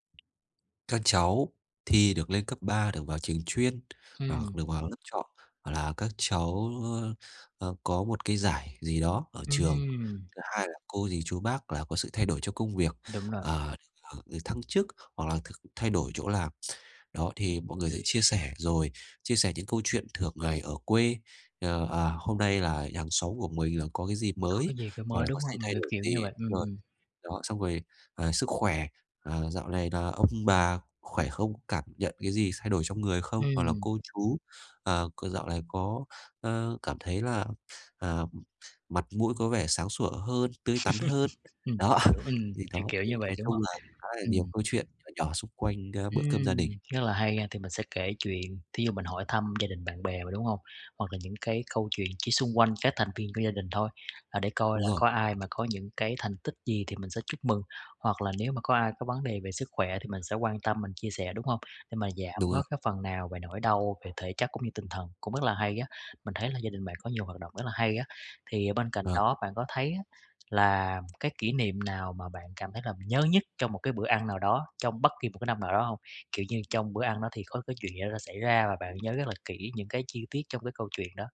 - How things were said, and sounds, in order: tapping; other background noise; chuckle; laughing while speaking: "đó"
- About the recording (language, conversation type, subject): Vietnamese, podcast, Bạn có thể kể về một truyền thống gia đình mà nhà bạn đã giữ gìn từ lâu không?
- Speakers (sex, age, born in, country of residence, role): male, 30-34, Vietnam, Vietnam, host; male, 35-39, Vietnam, Vietnam, guest